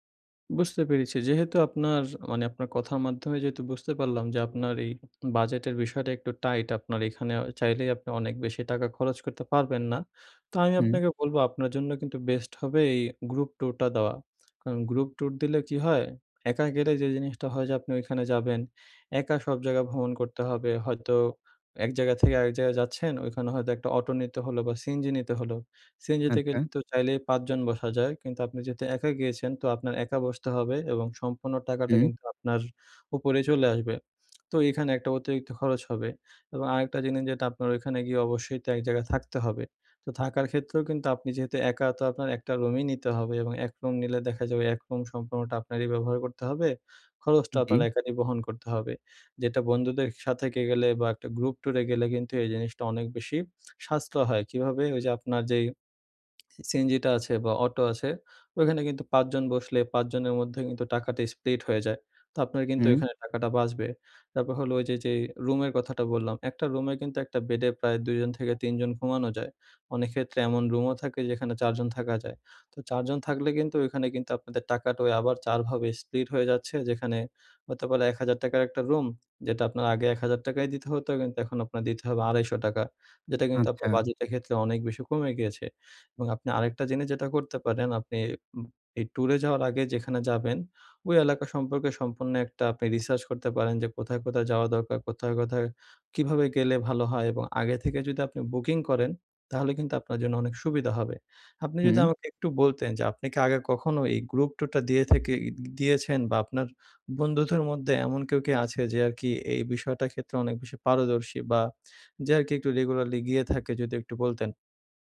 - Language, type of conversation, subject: Bengali, advice, ভ্রমণের জন্য বাস্তবসম্মত বাজেট কীভাবে তৈরি ও খরচ পরিচালনা করবেন?
- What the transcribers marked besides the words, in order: lip smack; tapping; tsk; tsk; "সাশ্রয়" said as "সাচরয়"; tsk